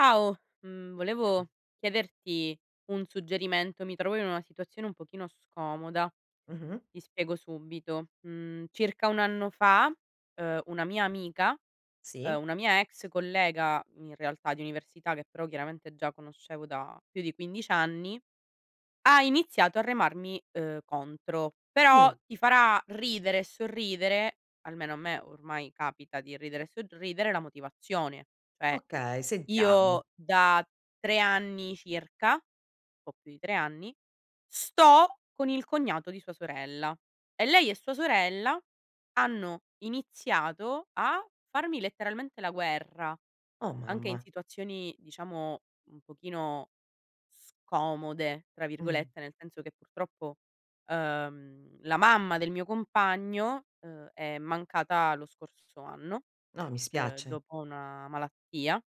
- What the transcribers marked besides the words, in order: "Ciao" said as "ao"; other background noise
- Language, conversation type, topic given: Italian, advice, Come posso risolvere i conflitti e i rancori del passato con mio fratello?